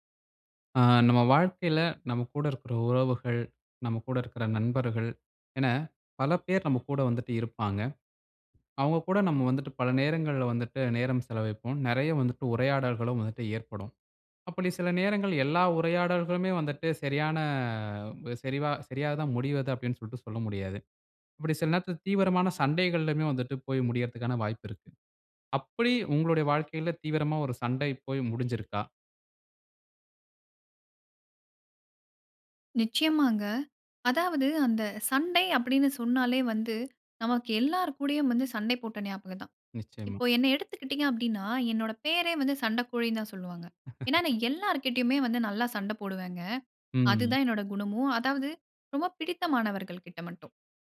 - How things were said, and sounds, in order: horn; drawn out: "சரியான"; chuckle
- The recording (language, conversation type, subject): Tamil, podcast, தீவிரமான சண்டைக்குப் பிறகு உரையாடலை எப்படி தொடங்குவீர்கள்?